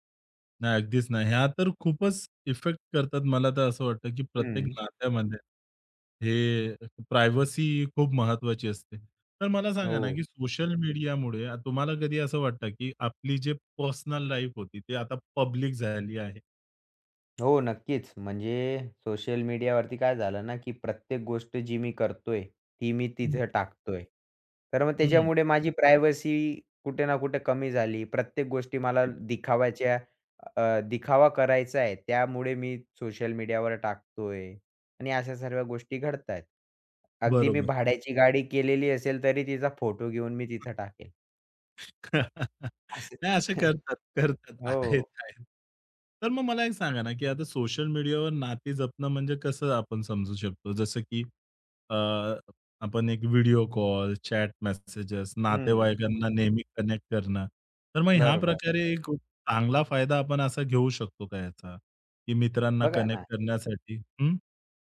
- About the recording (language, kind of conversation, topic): Marathi, podcast, सोशल मीडियावरून नाती कशी जपता?
- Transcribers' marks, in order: tapping; in English: "प्रायव्हसी"; in English: "लाईफ"; in English: "पब्लिक"; in English: "प्रायव्हसी"; unintelligible speech; other background noise; chuckle; laughing while speaking: "नाही असं करतात, करतात, आहेत, आहेत"; chuckle; in English: "चॅट"; in English: "कनेक्ट"; in English: "कनेक्ट"